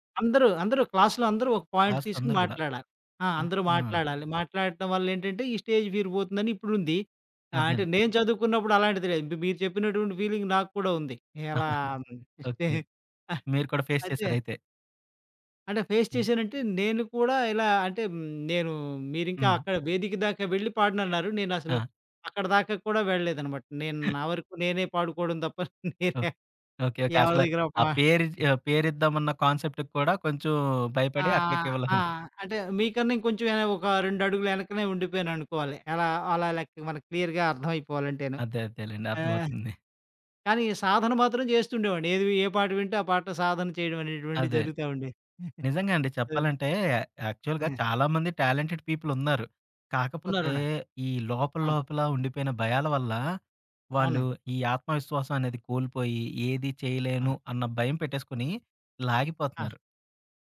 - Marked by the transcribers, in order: in English: "క్లాస్‌లో"; in English: "పాయింట్"; in English: "స్టేజ్ ఫియర్"; giggle; in English: "ఫీలింగ్"; in English: "ఫేస్"; unintelligible speech; in English: "ఫేస్"; hiccup; laughing while speaking: "నేనే"; in English: "కాన్సెప్ట్‌కి"; in English: "క్లియర్‌గా"; giggle; in English: "యాక్చువల్‌గా"; in English: "టాలెంటెడ్"
- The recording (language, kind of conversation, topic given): Telugu, podcast, ఆత్మవిశ్వాసం తగ్గినప్పుడు దానిని మళ్లీ ఎలా పెంచుకుంటారు?